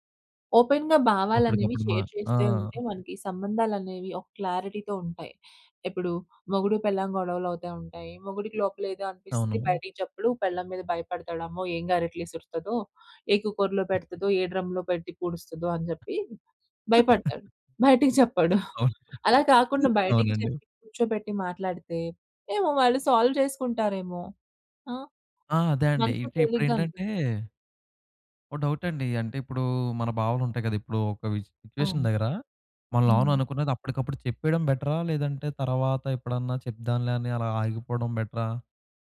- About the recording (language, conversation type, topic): Telugu, podcast, మీ భావాలను మీరు సాధారణంగా ఎలా వ్యక్తపరుస్తారు?
- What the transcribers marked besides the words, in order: in English: "ఓపెన్‌గా"; in English: "షేర్"; in English: "క్లారిటీ‌తో"; in English: "కుక్కర్‌లో"; in English: "డ్రమ్‌లో"; chuckle; in English: "సాల్వ్"; in English: "డౌట్"; in English: "సిట్యుయేషన్"; in English: "బెటరా?"; in English: "బెటరా?"